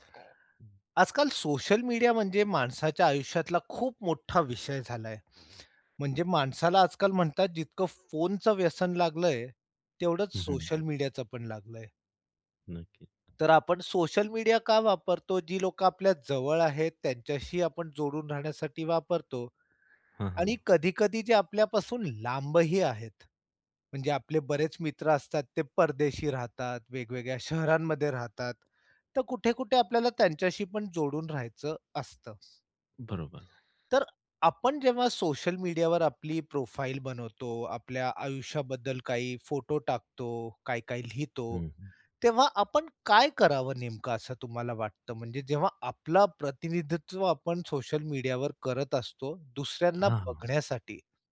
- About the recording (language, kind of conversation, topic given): Marathi, podcast, सोशल मीडियावर प्रतिनिधित्व कसे असावे असे तुम्हाला वाटते?
- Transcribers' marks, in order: other background noise; tapping